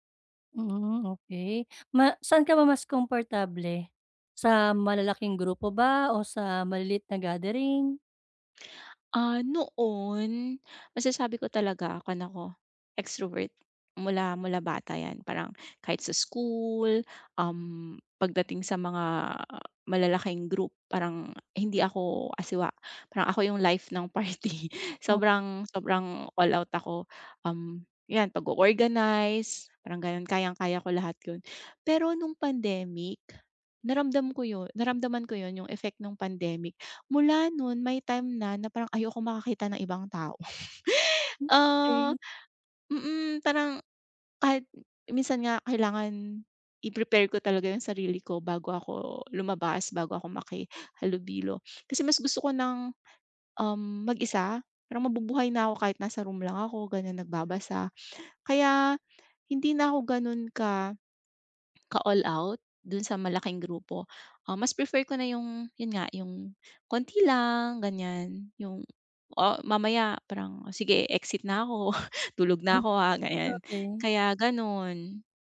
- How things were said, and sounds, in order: tapping; laughing while speaking: "party"; chuckle; snort
- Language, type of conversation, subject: Filipino, advice, Bakit ako laging pagod o nabibigatan sa mga pakikisalamuha sa ibang tao?